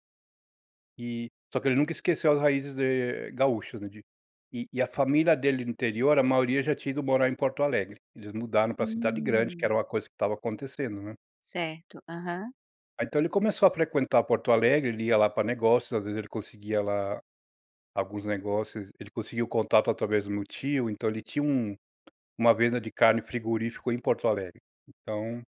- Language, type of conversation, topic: Portuguese, podcast, Qual era um ritual à mesa na sua infância?
- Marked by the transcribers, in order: tapping